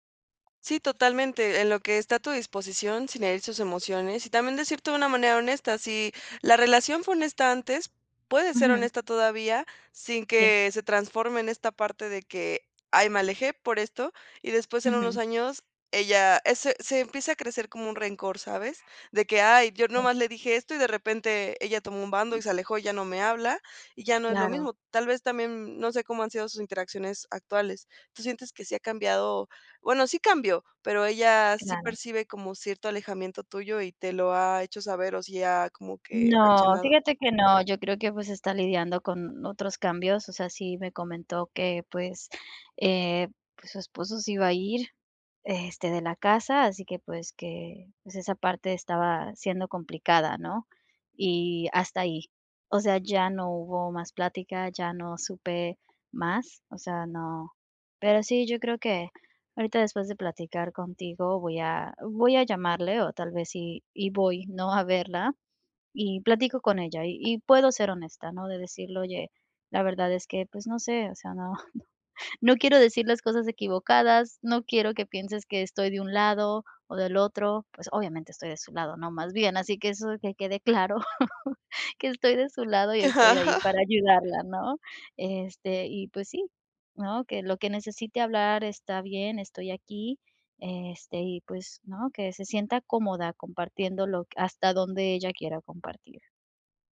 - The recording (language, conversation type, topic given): Spanish, advice, ¿Qué puedo hacer si siento que me estoy distanciando de un amigo por cambios en nuestras vidas?
- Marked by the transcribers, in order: other background noise; chuckle